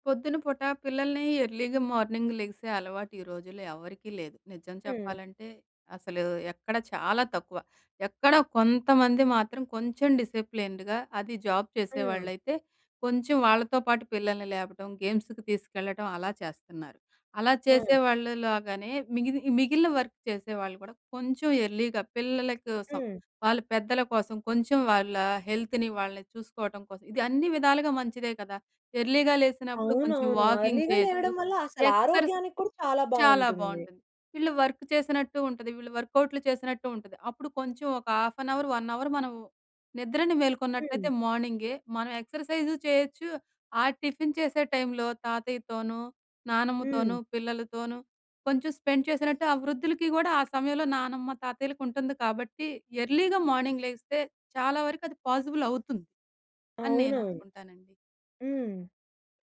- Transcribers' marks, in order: in English: "ఎర్లీగా మార్నింగ్"; in English: "డిసిప్లిన్డ్‌గా"; in English: "జాబ్"; in English: "గేమ్స్‌కి"; in English: "వర్క్"; in English: "ఎర్లీగా"; in English: "హెల్త్‌ని"; in English: "ఎర్లీగా"; other background noise; in English: "వాకింగ్"; in English: "ఎర్లీగా"; in English: "ఎక్సర్‌సైజ్"; in English: "వర్క్"; in English: "వర్కౌట్‌లు"; in English: "హాఫ్ అన్ అవర్, వన్ అవర్"; in English: "ఎక్సర్‌సైజ్"; in English: "స్పెండ్"; in English: "ఎర్లీగా మార్నింగ్"; in English: "పాజిబుల్"
- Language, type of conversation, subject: Telugu, podcast, వృద్ధాప్యంలో ఒంటరిగా ఉన్న పెద్దవారికి మనం ఎలా తోడుగా నిలవాలి?